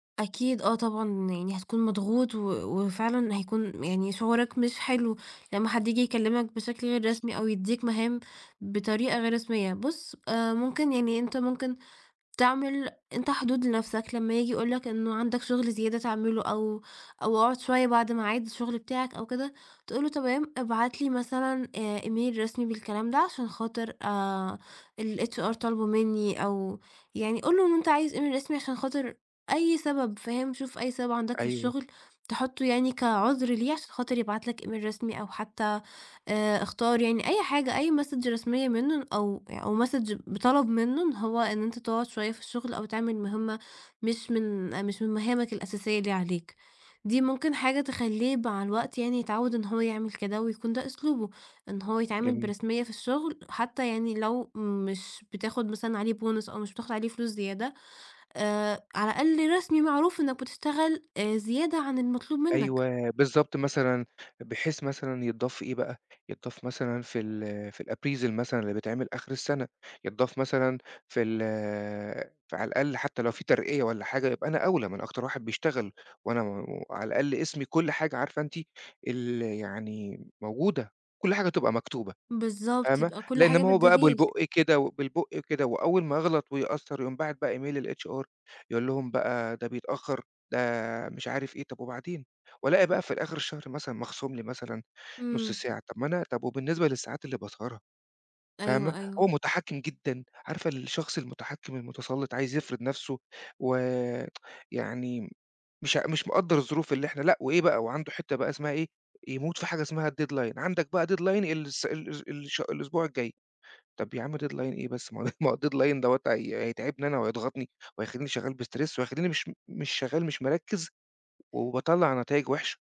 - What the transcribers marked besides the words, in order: other background noise; in English: "الHR"; in English: "Message"; in English: "Bonus"; in English: "الappraisal"; in English: "للHR"; tsk; in English: "الdeadline"; in English: "deadline"; in English: "deadline"; chuckle; in English: "الdeadline"; in English: "بstress"
- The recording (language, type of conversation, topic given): Arabic, advice, إزاي أتعامل مع مدير متحكم ومحتاج يحسّن طريقة التواصل معايا؟